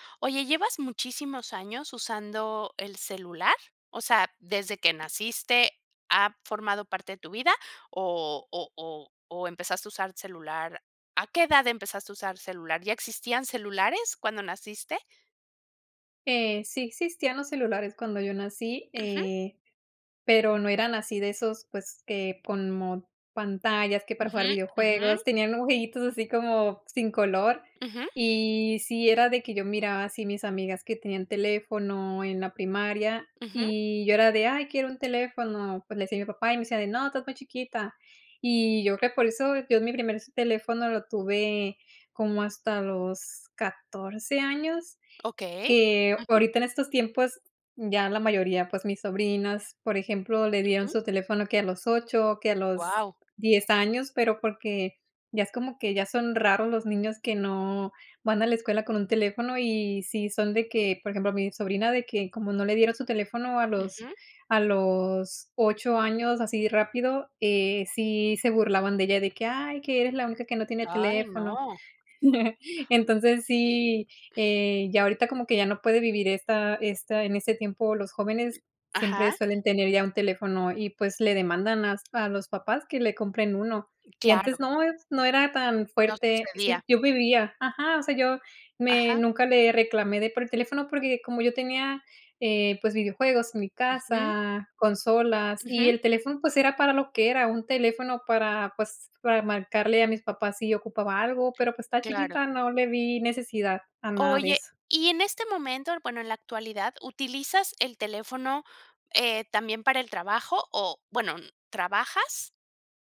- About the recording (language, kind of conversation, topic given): Spanish, podcast, ¿Hasta dónde dejas que el móvil controle tu día?
- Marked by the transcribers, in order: chuckle